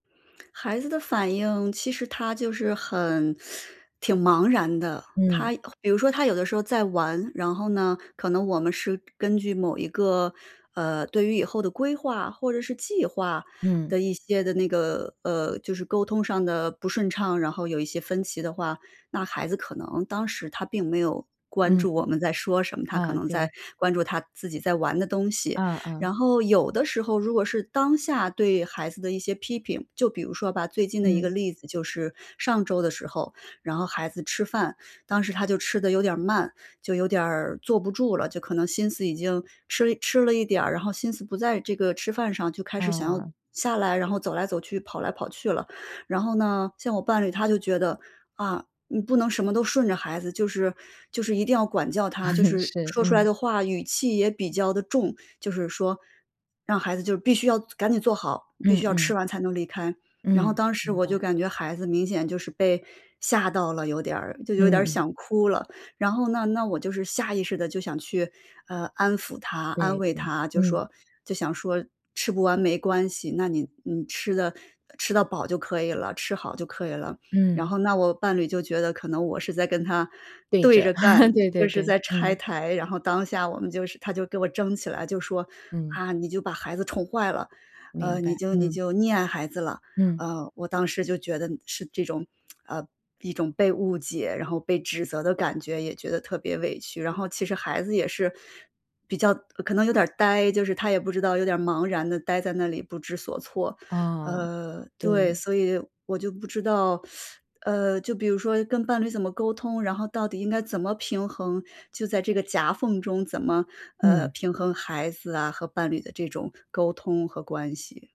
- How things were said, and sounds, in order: teeth sucking; laugh; laugh; tsk; teeth sucking
- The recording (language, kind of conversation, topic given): Chinese, advice, 如何在育儿观念分歧中与配偶开始磨合并达成共识？